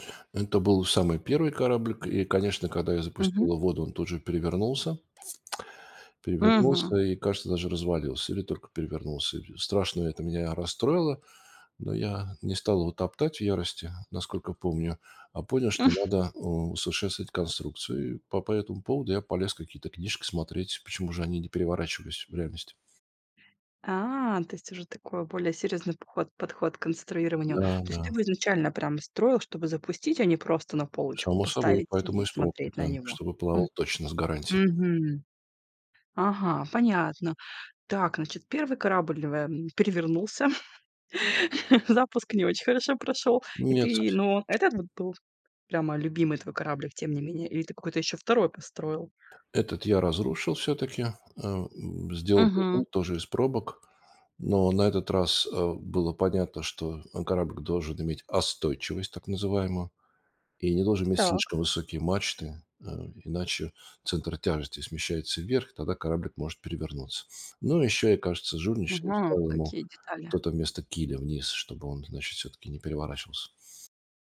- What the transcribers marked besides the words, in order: tsk; chuckle; chuckle; unintelligible speech; tapping
- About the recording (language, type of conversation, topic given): Russian, podcast, Расскажи о своей любимой игрушке и о том, почему она для тебя важна?